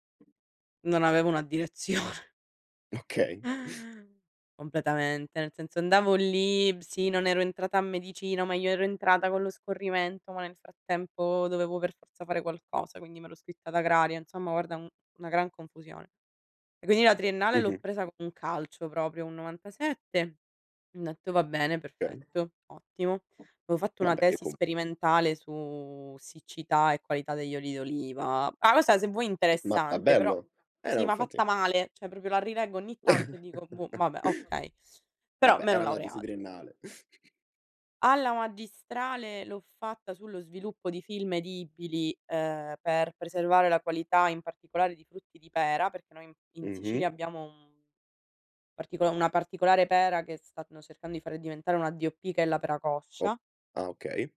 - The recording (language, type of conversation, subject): Italian, unstructured, È giusto che i professori abbiano così tanto potere sulle nostre vite?
- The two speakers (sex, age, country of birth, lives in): female, 60-64, Italy, Italy; male, 20-24, Italy, Italy
- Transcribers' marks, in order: other background noise; laughing while speaking: "direzione"; tapping; drawn out: "su"; background speech; "cioè" said as "ceh"; "proprio" said as "propio"; chuckle; chuckle; drawn out: "un"